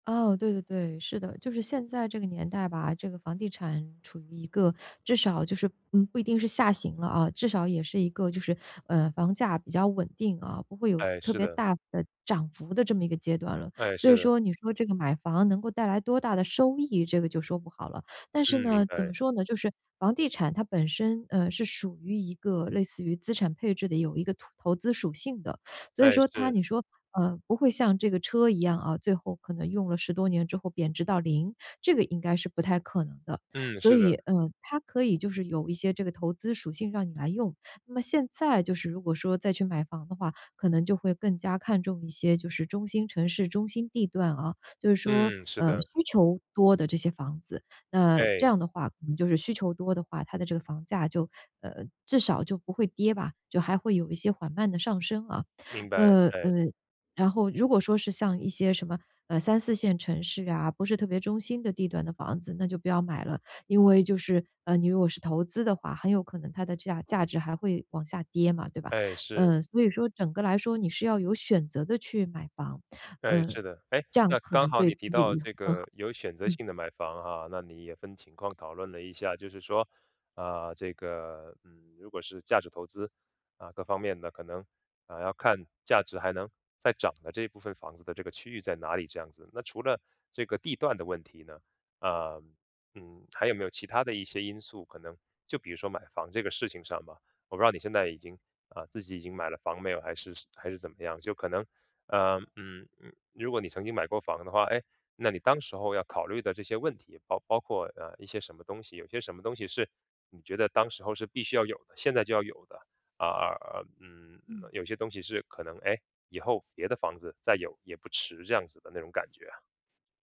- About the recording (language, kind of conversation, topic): Chinese, podcast, 买房买车这种大事，你更看重当下还是未来？
- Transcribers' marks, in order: tapping; unintelligible speech